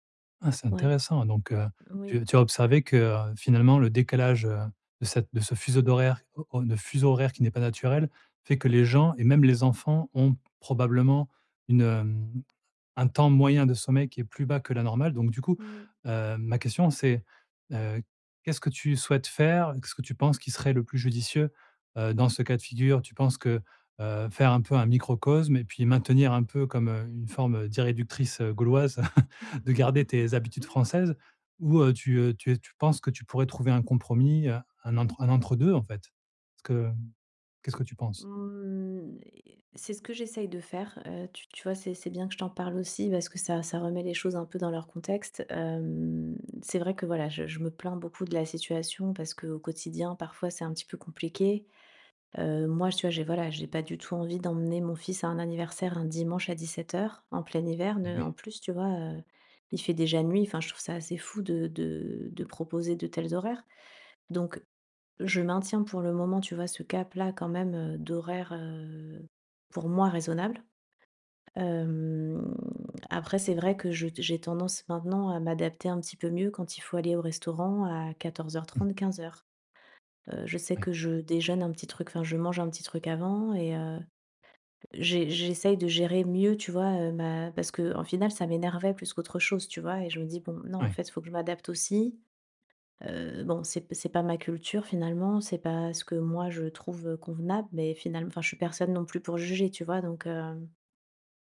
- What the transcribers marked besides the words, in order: tapping; "d'irréductible" said as "d'irréductrice"; chuckle; laugh
- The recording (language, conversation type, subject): French, advice, Comment gères-tu le choc culturel face à des habitudes et à des règles sociales différentes ?